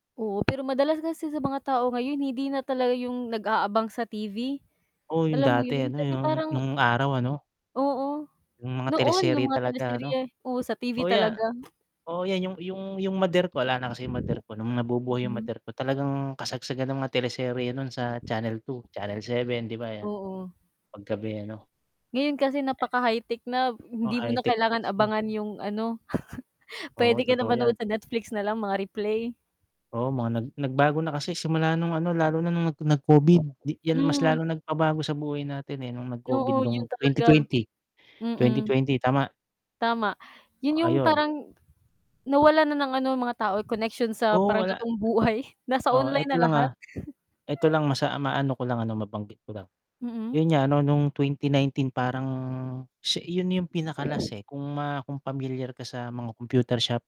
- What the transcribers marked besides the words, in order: static; other background noise; distorted speech; tapping; wind; chuckle; chuckle
- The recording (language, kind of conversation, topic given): Filipino, unstructured, Anong simpleng gawain ang nagpapasaya sa iyo araw-araw?